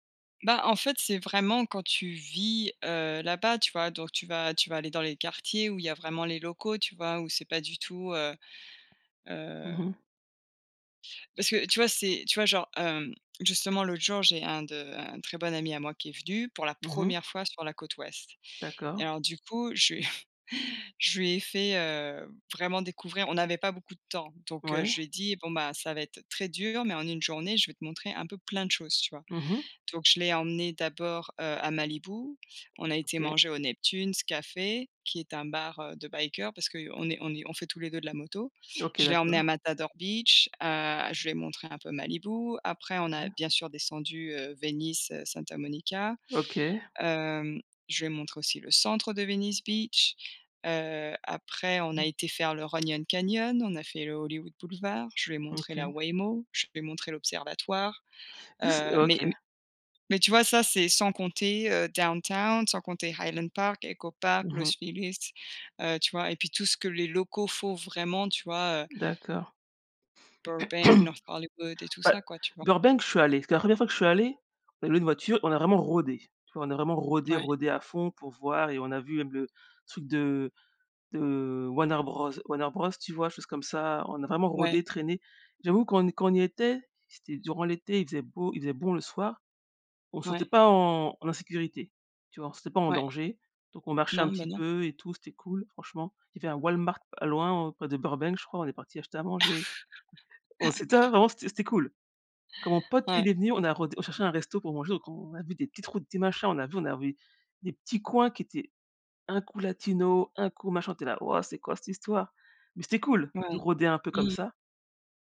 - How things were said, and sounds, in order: tapping; stressed: "première"; laughing while speaking: "je lui ai"; other background noise; in English: "biker"; put-on voice: "downtown"; put-on voice: "Highland Park"; throat clearing; put-on voice: "Burbank, North Hollywood"; "Warner" said as "waneur"; laugh
- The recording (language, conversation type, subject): French, unstructured, Comment as-tu rencontré ta meilleure amie ou ton meilleur ami ?